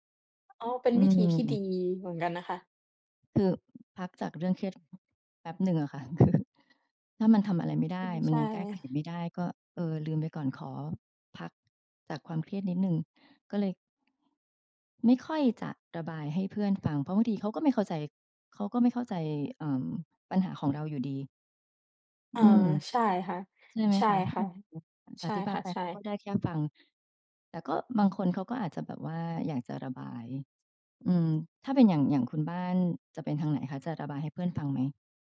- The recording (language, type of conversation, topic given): Thai, unstructured, เวลารู้สึกเครียด คุณมักทำอะไรเพื่อผ่อนคลาย?
- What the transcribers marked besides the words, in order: other noise; other background noise; tapping; laughing while speaking: "คือ"; unintelligible speech